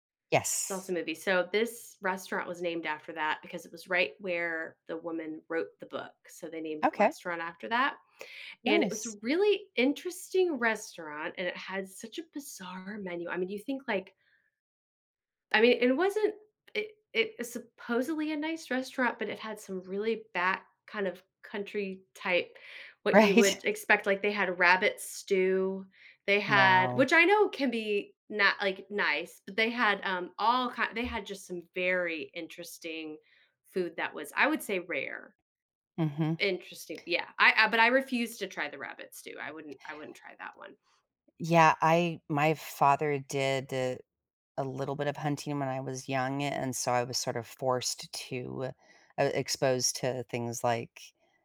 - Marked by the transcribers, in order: other background noise; tapping; laughing while speaking: "Right"
- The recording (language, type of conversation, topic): English, unstructured, What is the most surprising food you have ever tried?
- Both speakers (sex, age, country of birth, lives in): female, 45-49, United States, United States; female, 55-59, United States, United States